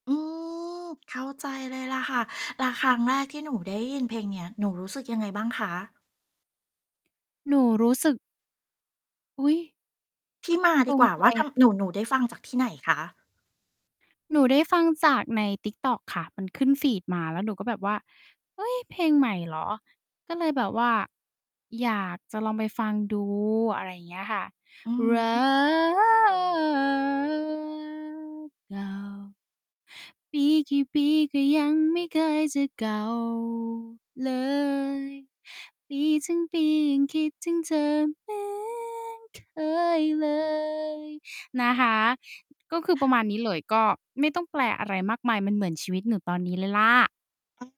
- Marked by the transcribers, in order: distorted speech; surprised: "เฮ้ย เพลงใหม่เหรอ ?"; humming a tune; singing: "รักเก่า ปีกี่ปีก็ยังไม่เคยจะเก่าเลย ปีทั้งปียังคิดถึงเธอเหมือนเคยเลย"; other noise
- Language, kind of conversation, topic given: Thai, podcast, ถ้าต้องเลือกเพลงหนึ่งเพลงเป็นเพลงประจำชีวิต คุณจะเลือกเพลงอะไร?